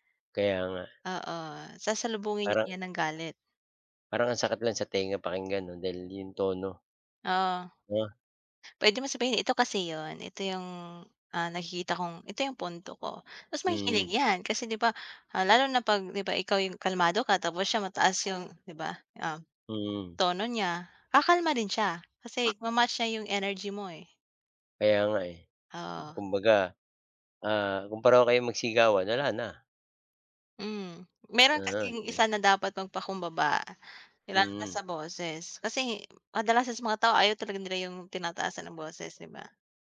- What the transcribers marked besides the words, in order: unintelligible speech
- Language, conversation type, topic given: Filipino, unstructured, Ano ang papel ng komunikasyon sa pag-aayos ng sama ng loob?